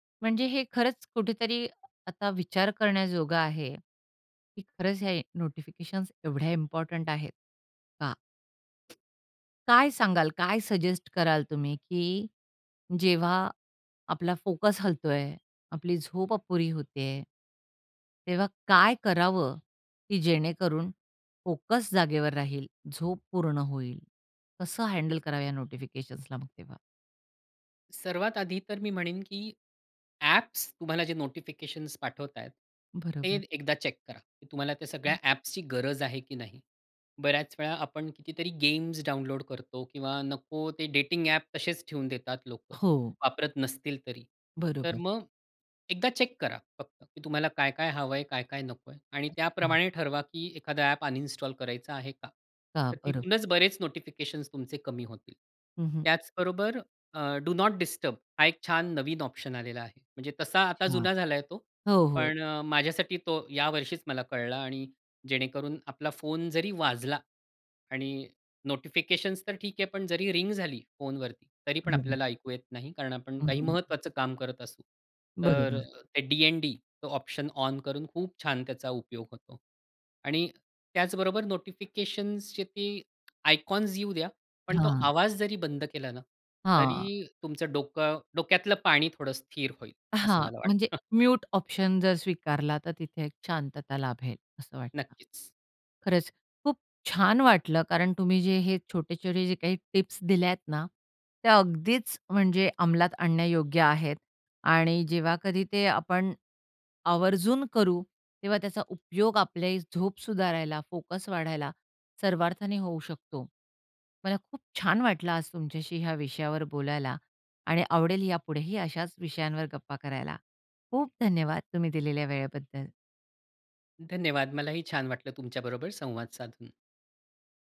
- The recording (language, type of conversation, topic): Marathi, podcast, तुम्ही सूचनांचे व्यवस्थापन कसे करता?
- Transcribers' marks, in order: other background noise; in English: "इम्पोर्टंट"; in English: "सजेस्ट"; in English: "हँडल"; in English: "चेक"; in English: "चेक"; unintelligible speech; in English: "डू नोट डिस्टर्ब"; tapping; in English: "आयकॉन्स"; chuckle; in English: "म्यूट"